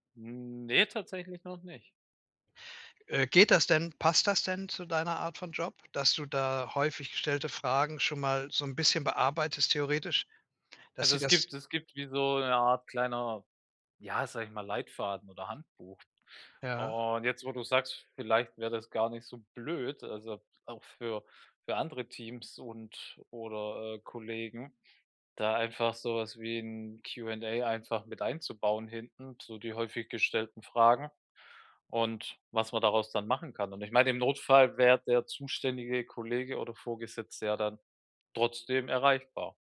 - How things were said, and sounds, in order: none
- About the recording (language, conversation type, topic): German, advice, Wie kann ich meine berufliche Erreichbarkeit klar begrenzen?
- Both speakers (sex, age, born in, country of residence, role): male, 35-39, Germany, Germany, user; male, 70-74, Germany, Germany, advisor